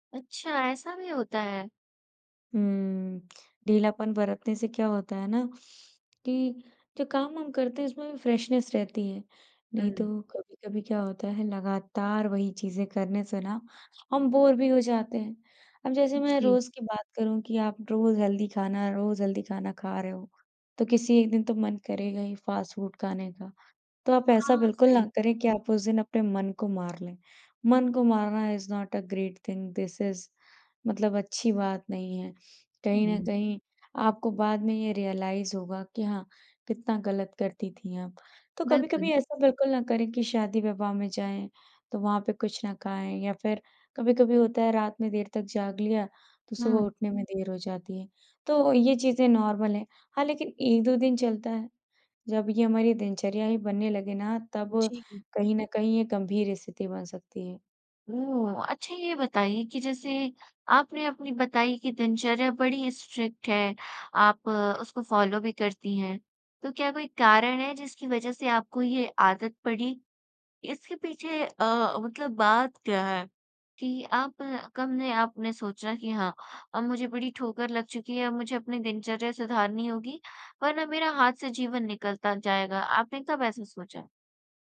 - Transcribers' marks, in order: in English: "फ़्रेशनेस"; in English: "हेल्दी"; in English: "हेल्दी"; in English: "फ़ास्ट फ़ूड"; in English: "इज़ नॉट अ ग्रेट थिंग दिस इज़"; in English: "रियलाइज़"; in English: "नॉर्मल"; in English: "स्ट्रिक्ट"; in English: "फॉलो"
- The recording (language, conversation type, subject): Hindi, podcast, सुबह उठने के बाद आप सबसे पहले क्या करते हैं?